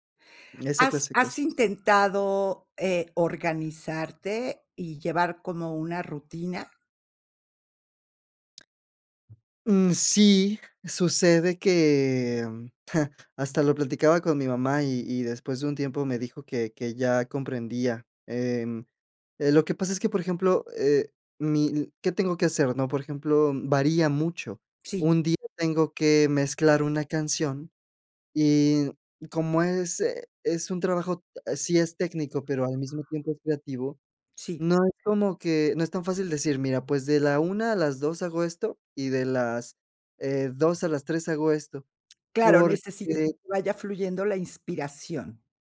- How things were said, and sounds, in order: siren; tapping; chuckle; other background noise
- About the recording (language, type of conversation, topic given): Spanish, advice, ¿Qué te está costando más para empezar y mantener una rutina matutina constante?